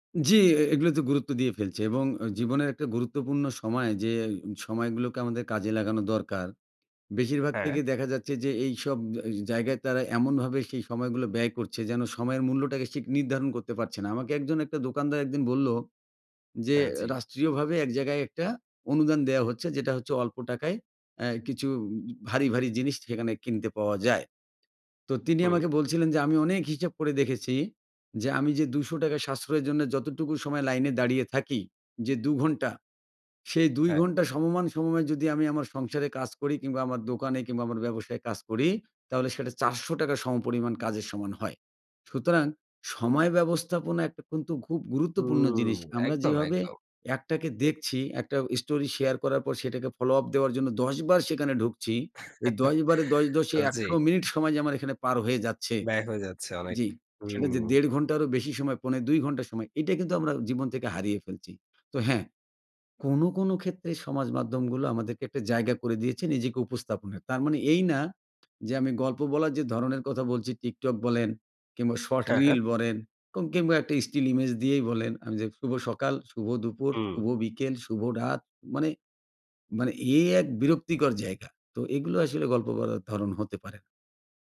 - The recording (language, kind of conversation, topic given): Bengali, podcast, সামাজিক যোগাযোগমাধ্যম কীভাবে গল্প বলার ধরন বদলে দিয়েছে বলে আপনি মনে করেন?
- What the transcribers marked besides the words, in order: tapping; in English: "ফলো আপ"; chuckle; "বলেন" said as "বরেন"; in English: "স্টিল ইমেজ"